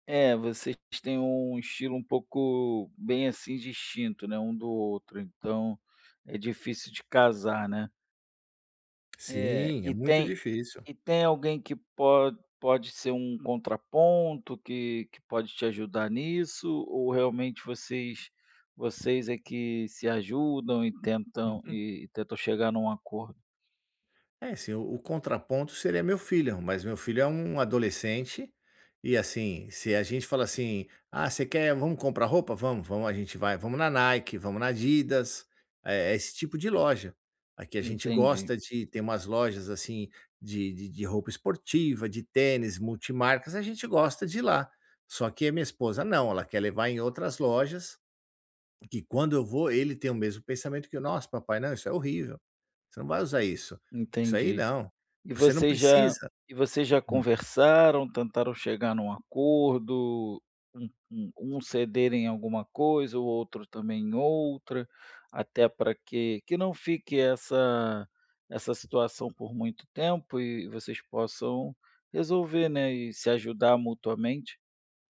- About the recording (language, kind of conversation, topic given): Portuguese, advice, Como posso encontrar roupas que me sirvam bem e combinem comigo?
- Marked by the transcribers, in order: tapping